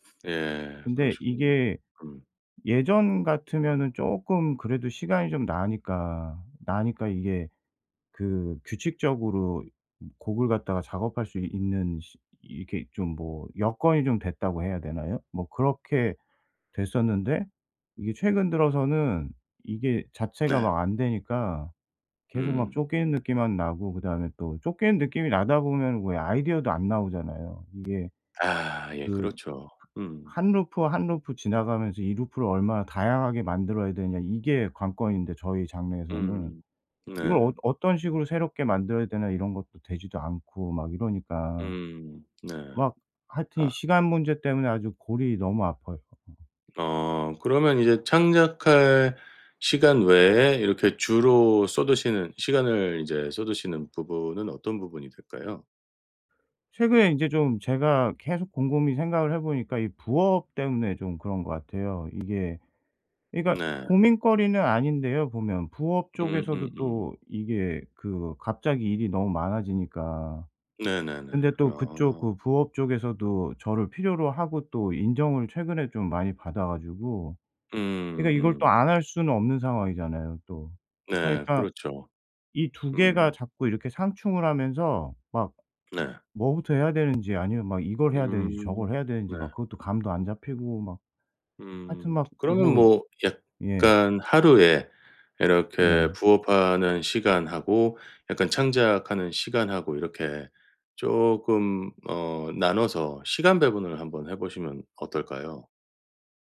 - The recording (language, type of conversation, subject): Korean, advice, 매주 정해진 창작 시간을 어떻게 확보할 수 있을까요?
- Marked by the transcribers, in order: other background noise; tapping